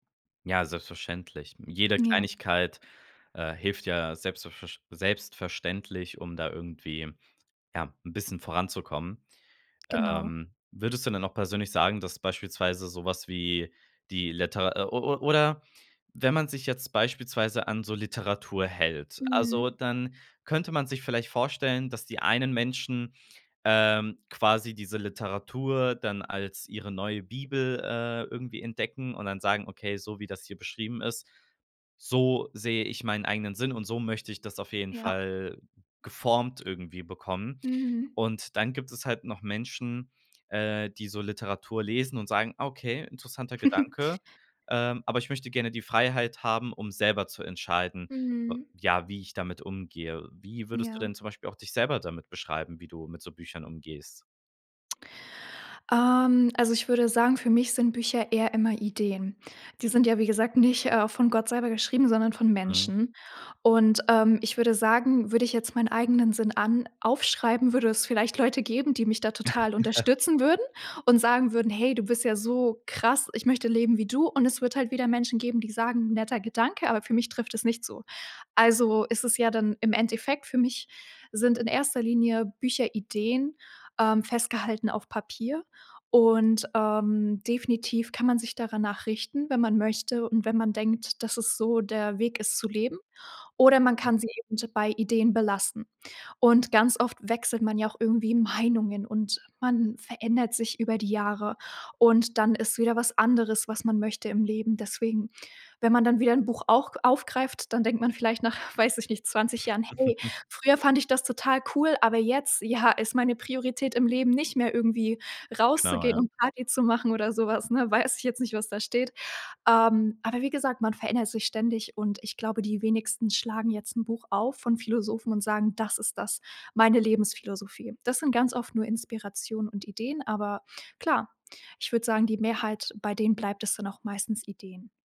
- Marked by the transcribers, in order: chuckle; chuckle; laughing while speaking: "nach"; chuckle
- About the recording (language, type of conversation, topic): German, podcast, Was würdest du einem Freund raten, der nach Sinn im Leben sucht?